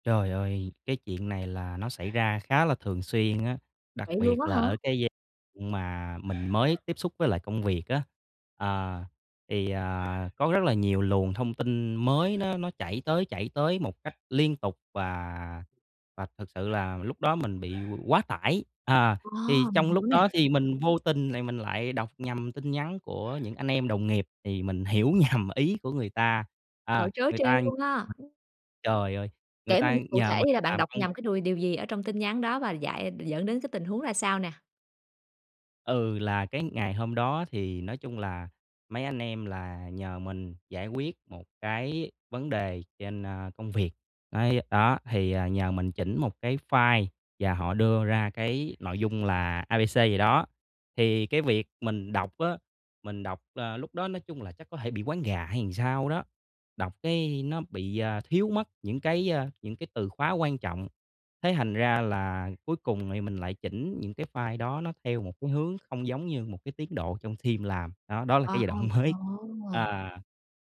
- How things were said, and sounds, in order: tapping; other background noise; laughing while speaking: "nhầm"; other noise; in English: "thim"; "team" said as "thim"; laughing while speaking: "mới"
- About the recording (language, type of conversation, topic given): Vietnamese, podcast, Bạn đã bao giờ hiểu nhầm vì đọc sai ý trong tin nhắn chưa?